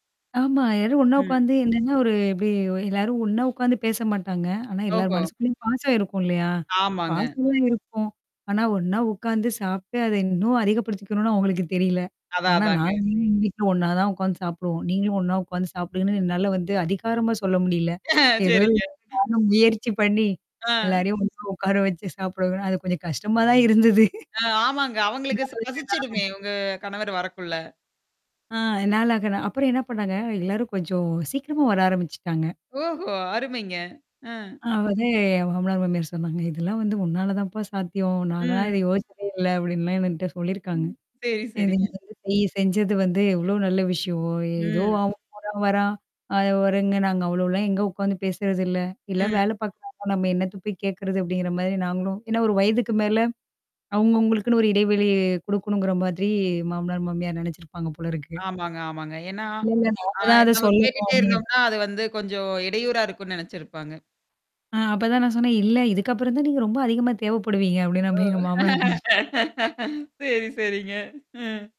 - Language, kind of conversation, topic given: Tamil, podcast, உங்கள் துணையின் குடும்பத்துடன் உள்ள உறவுகளை நீங்கள் எவ்வாறு நிர்வகிப்பீர்கள்?
- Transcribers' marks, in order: static; distorted speech; laugh; unintelligible speech; laugh; unintelligible speech; unintelligible speech; laugh; laughing while speaking: "சொ"